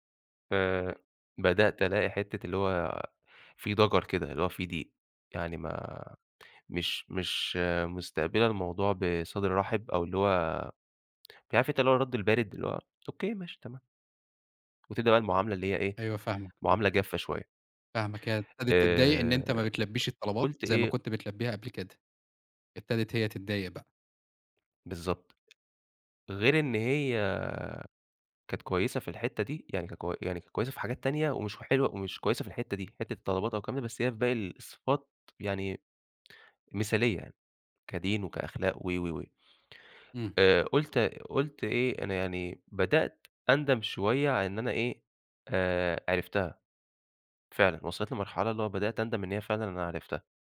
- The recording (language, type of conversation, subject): Arabic, podcast, إزاي تقدر تحوّل ندمك لدرس عملي؟
- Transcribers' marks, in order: tapping